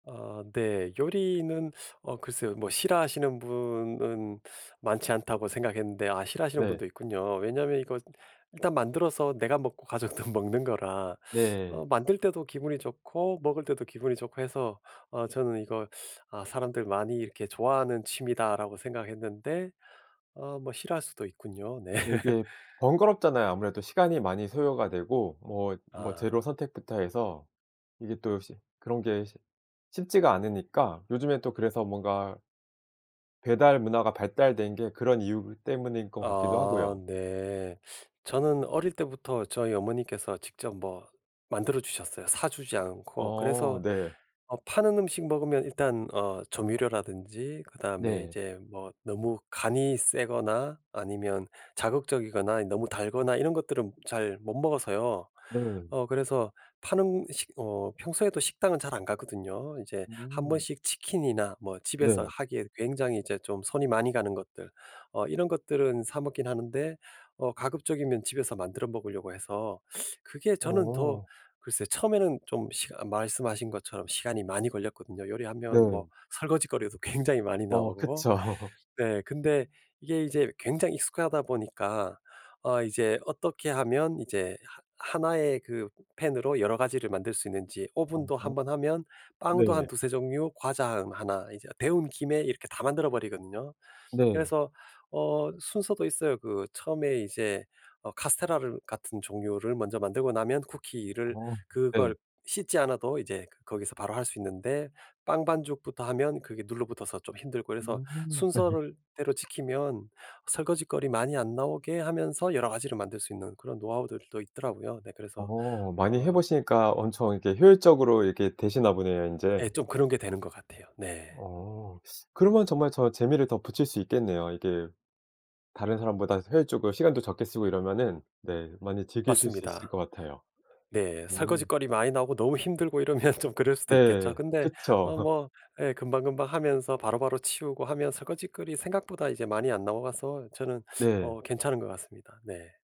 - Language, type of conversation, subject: Korean, podcast, 주말을 알차게 보내는 방법은 무엇인가요?
- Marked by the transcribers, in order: laughing while speaking: "가족도"; laughing while speaking: "네"; laugh; other background noise; laugh; laugh; tapping; laughing while speaking: "이러면"; laugh